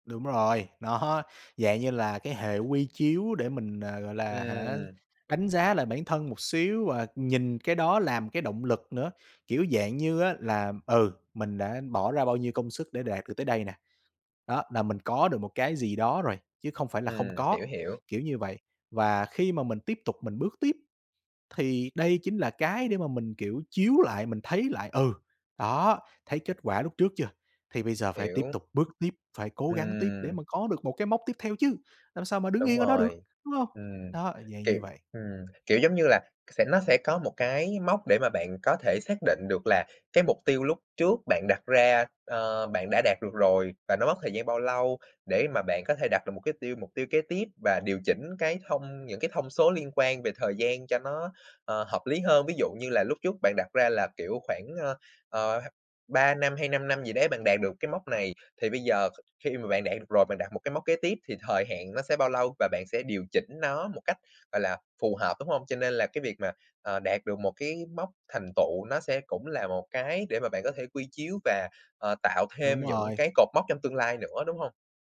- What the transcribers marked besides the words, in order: laughing while speaking: "nó"; tapping; other background noise
- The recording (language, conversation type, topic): Vietnamese, podcast, Bạn có thể kể về một thành tựu âm thầm mà bạn rất trân trọng không?